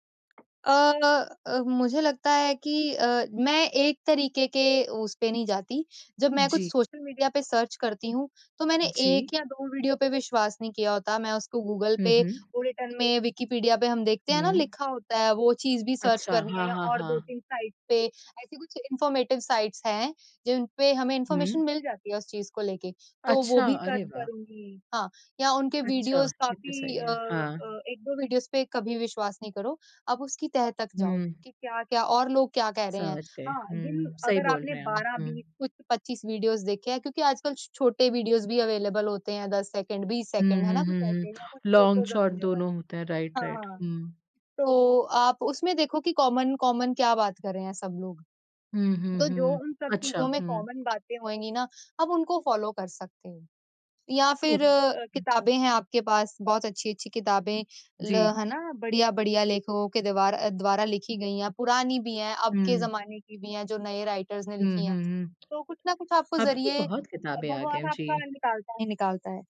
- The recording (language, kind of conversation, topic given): Hindi, podcast, किसी मुश्किल समय ने आपको क्या सिखाया?
- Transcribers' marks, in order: in English: "सर्च"; in English: "रिटन"; in English: "सर्च"; in English: "साइट्स"; in English: "इन्फॉर्मेटिव साइट्स"; in English: "इन्फॉर्मेशन"; in English: "सर्च"; in English: "वीडियोज़"; in English: "वीडियोज़"; in English: "वीडियोज़"; in English: "वीडियोज़"; in English: "अवेलेबल"; in English: "लॉन्ग-शॉट"; in English: "राइट-राइट"; in English: "फोटोज़ अवेलेबल"; in English: "कॉमन कॉमन"; in English: "कॉमन"; in English: "फॉलो"; in English: "ओके"; in English: "राइटर्स"; tapping; other background noise